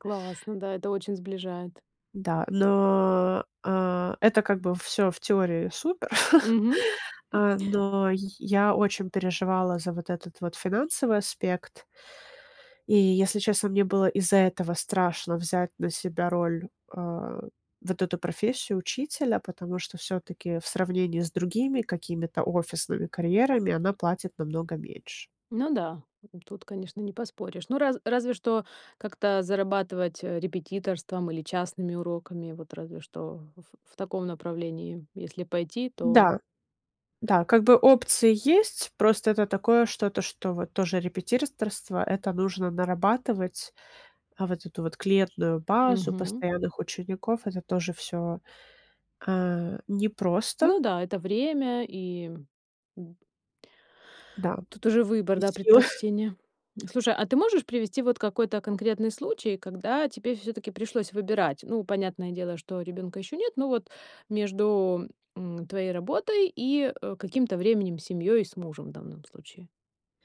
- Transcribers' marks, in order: chuckle; tapping; other background noise; chuckle; "репетиторство" said as "репетирторство"; "клиентскую" said as "клиентную"; chuckle; "данном" said as "дамном"
- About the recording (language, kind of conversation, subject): Russian, podcast, Как вы выбираете между семьёй и карьерой?